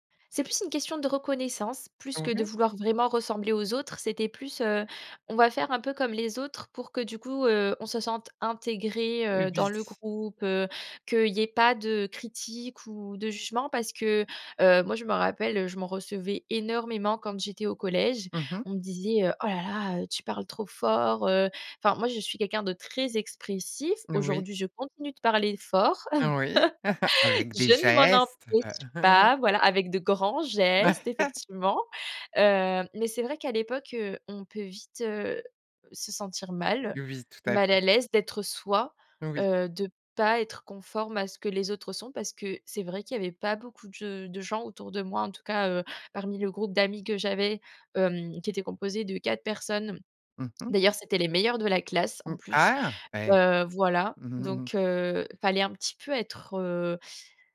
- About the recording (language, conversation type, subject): French, podcast, Quel conseil donnerais-tu à ton moi adolescent ?
- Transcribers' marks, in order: chuckle; joyful: "Je ne m'en empêche pas"; other background noise; chuckle; chuckle